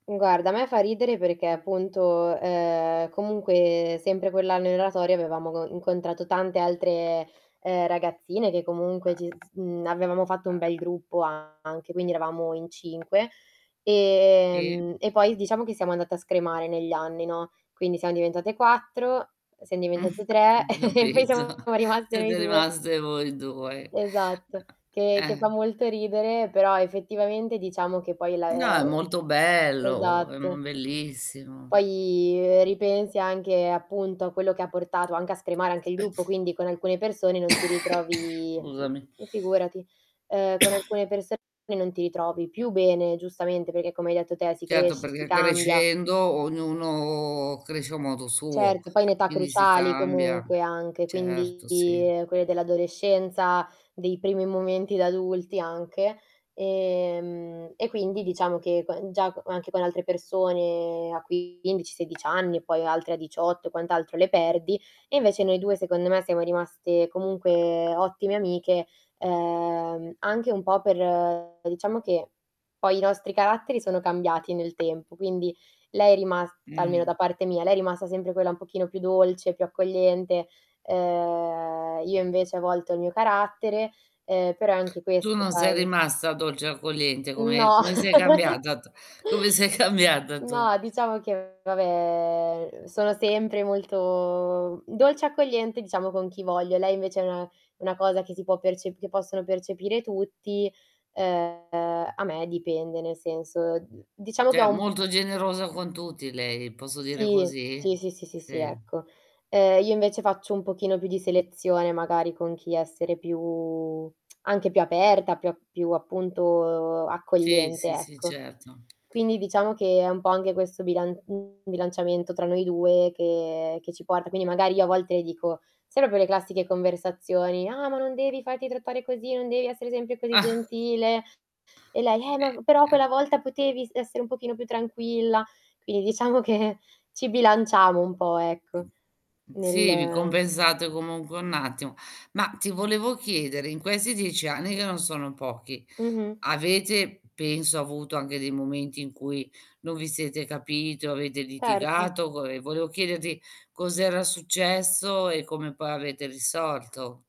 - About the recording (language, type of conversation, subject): Italian, podcast, Puoi parlarmi di un amico o di un’amica che conta molto per te?
- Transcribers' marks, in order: static; tapping; other background noise; chuckle; laughing while speaking: "Capito"; chuckle; laughing while speaking: "e poi siamo"; unintelligible speech; sneeze; cough; "Scusami" said as "cusami"; cough; drawn out: "uhm"; chuckle; "cambiata" said as "cambiatat"; laughing while speaking: "Come sei cambiata tu?"; distorted speech; "Cioè" said as "ceh"; drawn out: "più"; tsk; drawn out: "appunto"; chuckle; laughing while speaking: "diciamo che"